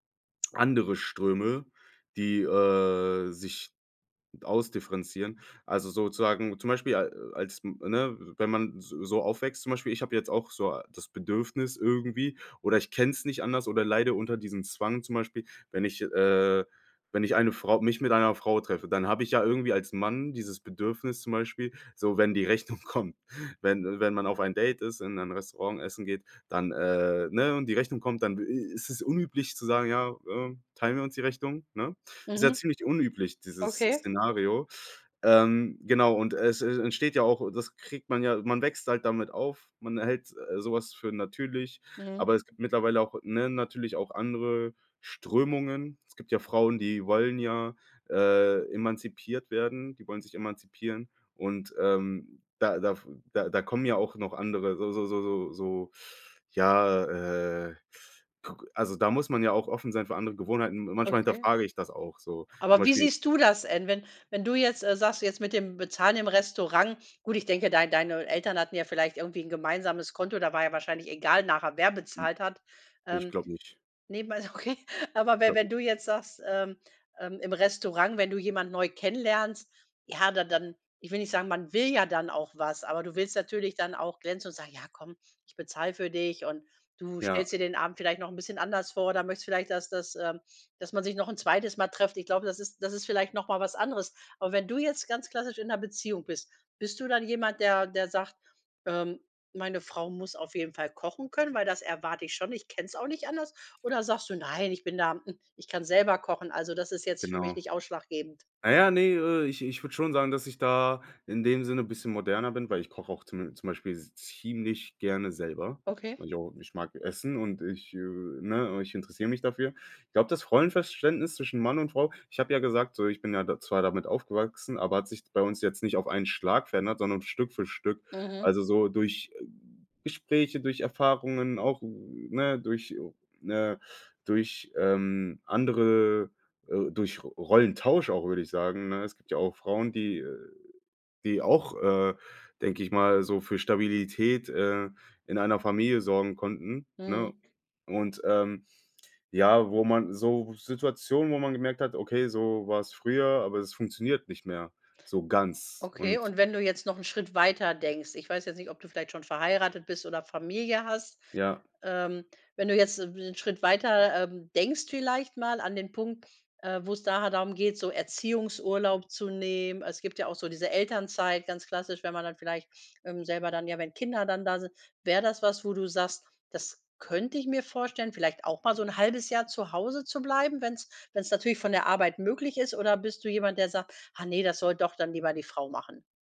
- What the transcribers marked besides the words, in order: laughing while speaking: "kommt"; other noise; laughing while speaking: "okay"; other background noise
- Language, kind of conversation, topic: German, podcast, Wie hat sich euer Rollenverständnis von Mann und Frau im Laufe der Zeit verändert?